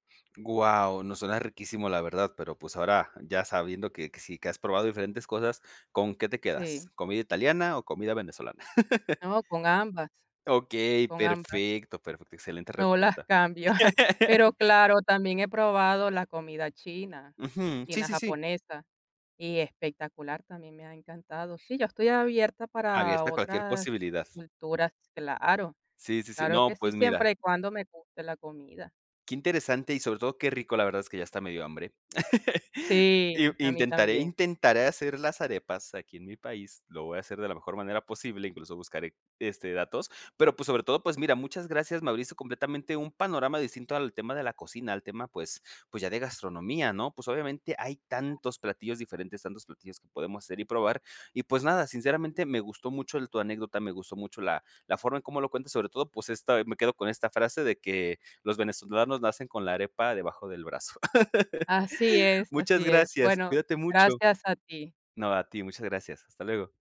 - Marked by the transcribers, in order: laugh; chuckle; laugh; laugh; laugh
- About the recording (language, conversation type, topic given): Spanish, podcast, ¿Qué plato usarías para presentar tu cultura a una persona extranjera?